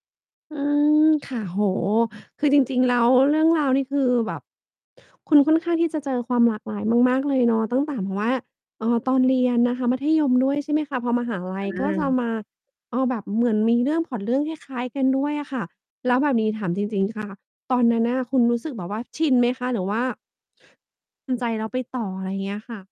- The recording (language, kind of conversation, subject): Thai, podcast, เพื่อนที่ดีสำหรับคุณเป็นอย่างไร?
- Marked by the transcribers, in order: distorted speech